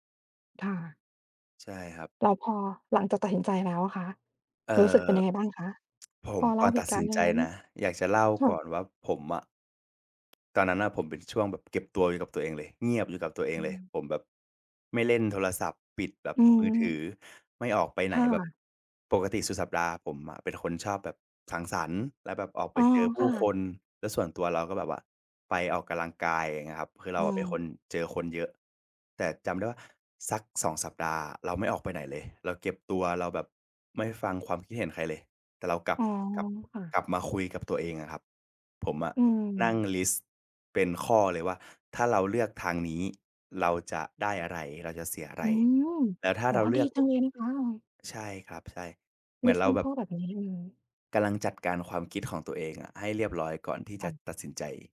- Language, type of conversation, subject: Thai, podcast, คุณเคยต้องตัดสินใจเรื่องที่ยากมากอย่างไร และได้เรียนรู้อะไรจากมันบ้าง?
- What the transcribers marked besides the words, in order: tsk; tapping; other background noise; other noise